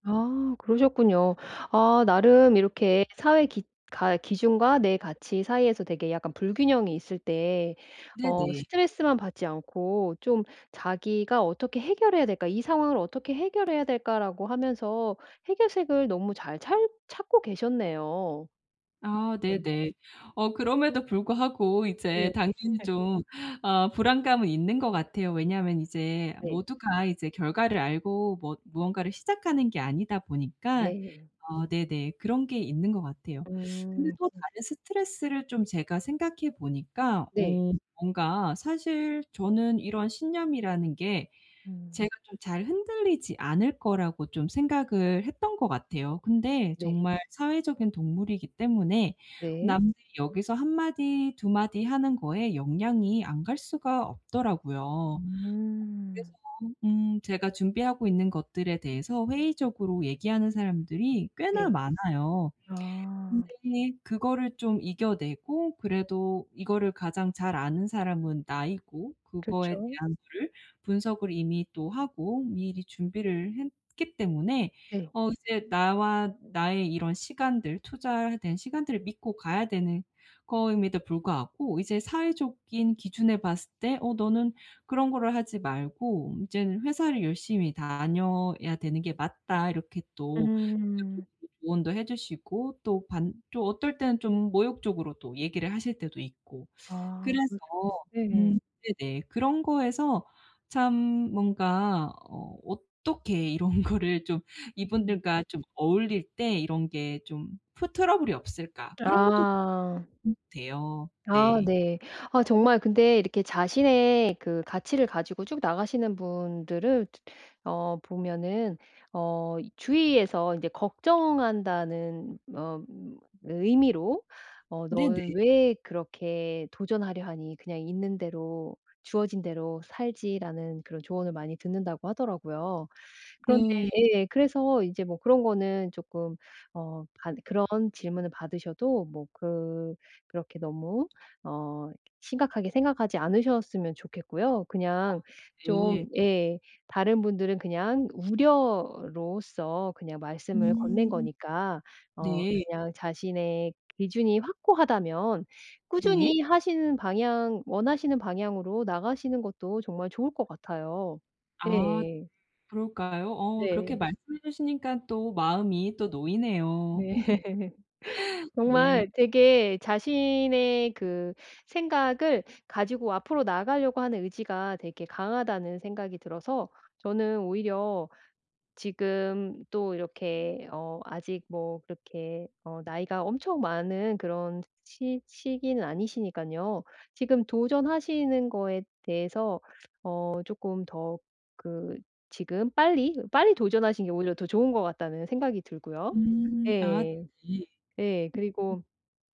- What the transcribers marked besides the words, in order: other background noise; tapping; unintelligible speech; unintelligible speech; laughing while speaking: "이런 거를 좀"; in English: "트러블이"; unintelligible speech; unintelligible speech; laugh
- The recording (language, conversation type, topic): Korean, advice, 사회적 기준과 개인적 가치 사이에서 어떻게 균형을 찾을 수 있을까요?